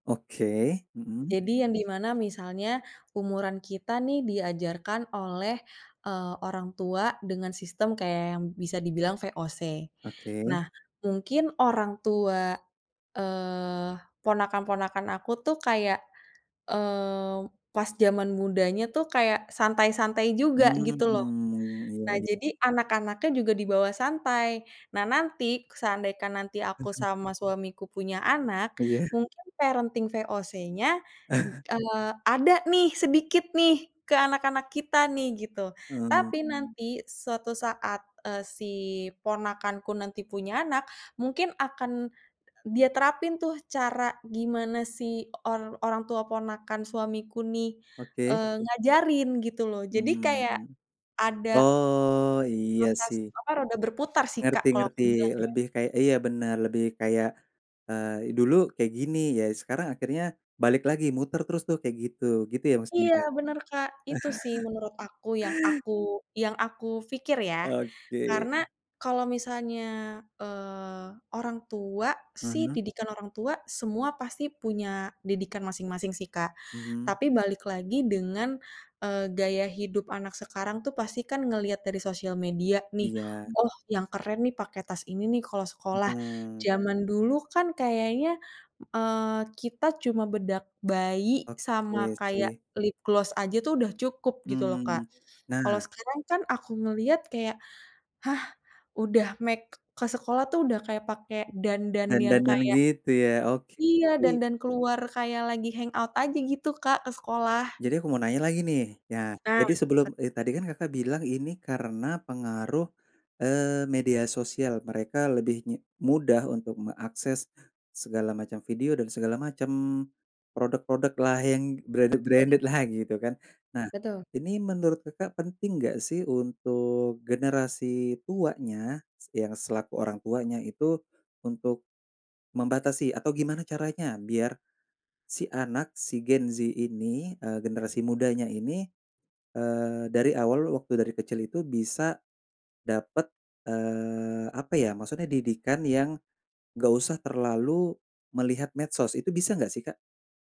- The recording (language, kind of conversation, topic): Indonesian, podcast, Bagaimana perbedaan nilai keluarga antara generasi tua dan generasi muda?
- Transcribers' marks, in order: other background noise; "nanti" said as "nantik"; chuckle; chuckle; in English: "lip gloss"; in English: "make"; "produk-produk lah" said as "prodek-prodek"; in English: "branded-branded-lah"